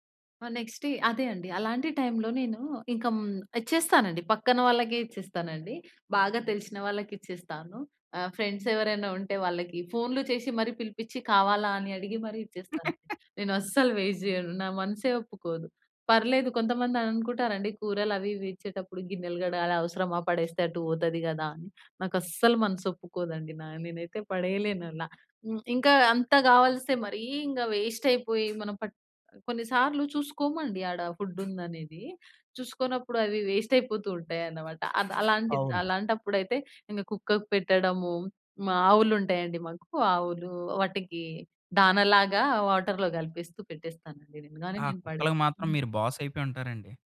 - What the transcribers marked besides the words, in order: in English: "నెక్స్ట్ డే"; in English: "ఫ్రెండ్స్"; laugh; in English: "వేస్ట్"; in English: "వేస్ట్"; in English: "వేస్ట్"; in English: "వాటర్‌లో"; other background noise
- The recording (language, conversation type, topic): Telugu, podcast, మిగిలిన ఆహారాన్ని మీరు ఎలా ఉపయోగిస్తారు?